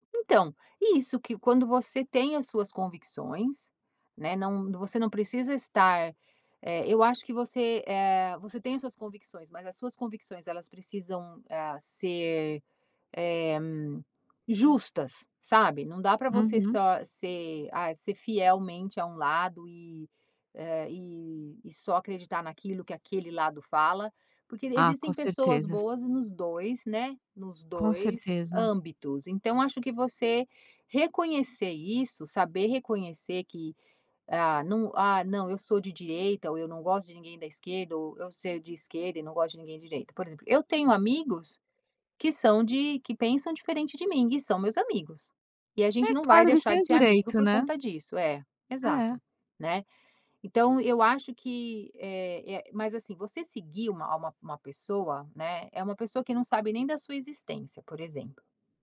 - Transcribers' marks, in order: none
- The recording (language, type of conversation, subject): Portuguese, podcast, Como seguir um ícone sem perder sua identidade?